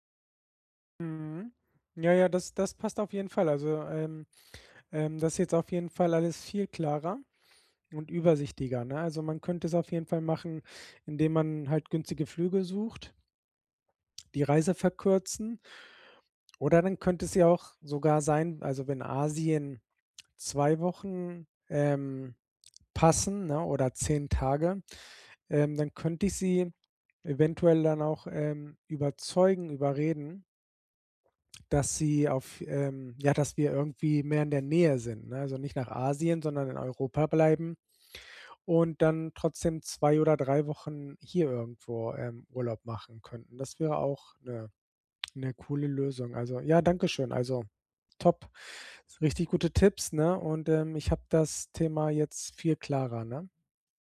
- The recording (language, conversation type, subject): German, advice, Wie plane ich eine Reise, wenn mein Budget sehr knapp ist?
- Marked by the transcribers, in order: "übersichtlicher" said as "übersichtiger"